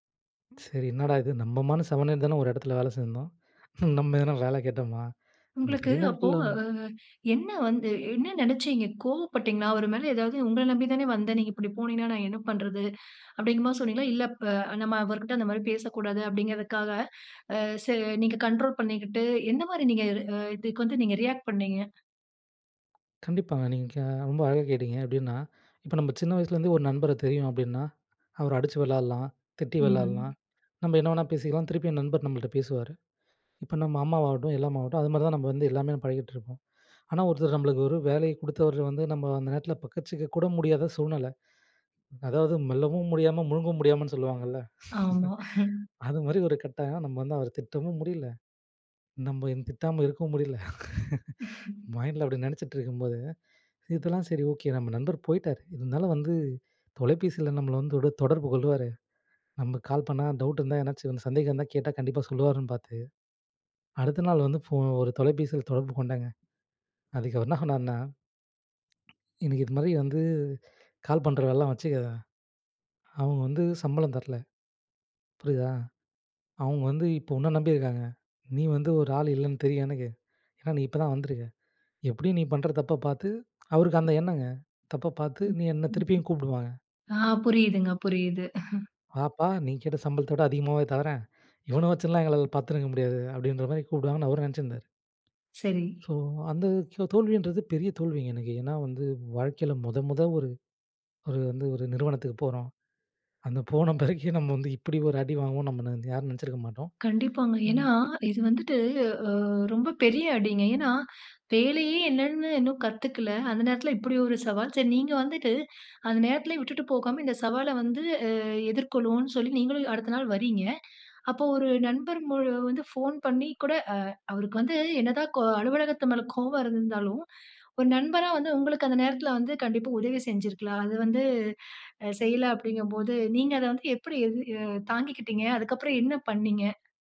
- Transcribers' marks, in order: chuckle; other background noise; other noise; laugh; laugh; laugh; unintelligible speech; chuckle; laughing while speaking: "போன பிறகு நம்ம வந்து"
- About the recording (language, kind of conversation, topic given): Tamil, podcast, தோல்விகள் உங்கள் படைப்பை எவ்வாறு மாற்றின?